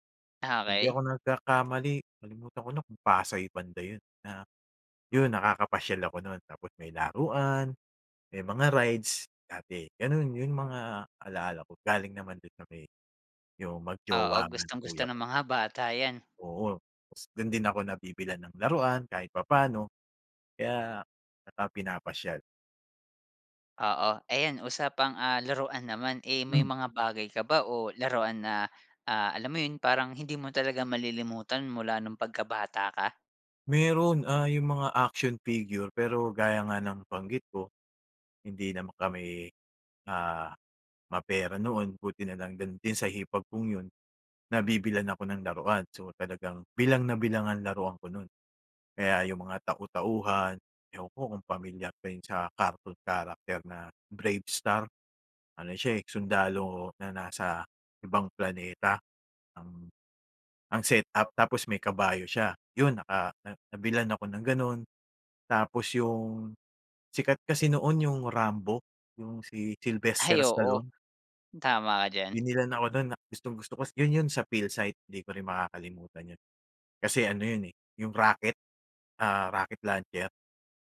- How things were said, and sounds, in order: other background noise
- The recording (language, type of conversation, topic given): Filipino, podcast, Ano ang paborito mong alaala noong bata ka pa?